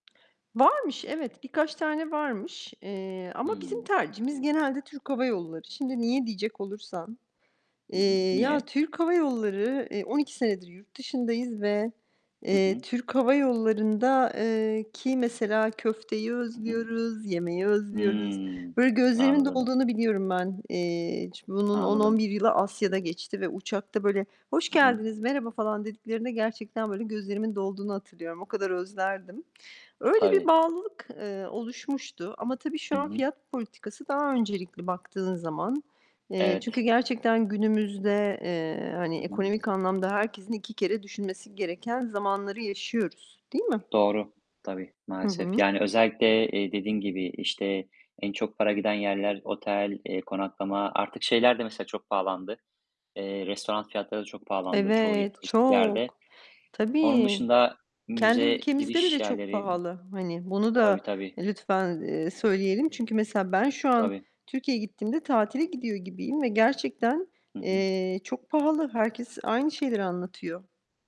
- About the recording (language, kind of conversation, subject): Turkish, unstructured, Seyahat planlarken nelere dikkat edersin?
- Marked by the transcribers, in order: other background noise; distorted speech; static; other noise; tapping